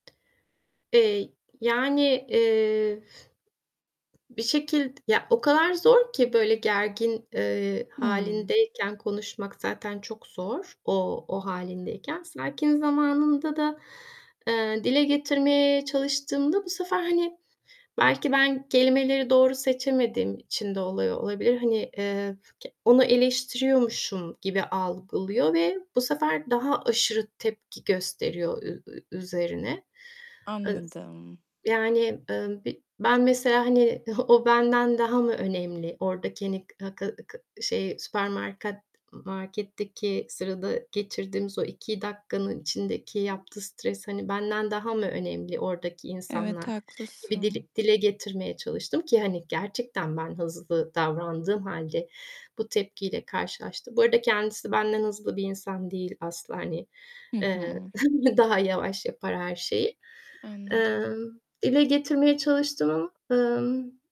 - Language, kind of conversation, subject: Turkish, advice, Eşinizle küçük şeylerin hızla büyüyüp büyük kavgalara dönüştüğü tartışmaları nasıl yönetebilirsiniz?
- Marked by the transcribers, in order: static; other background noise; distorted speech; "süpermarket" said as "süpermarkat"; chuckle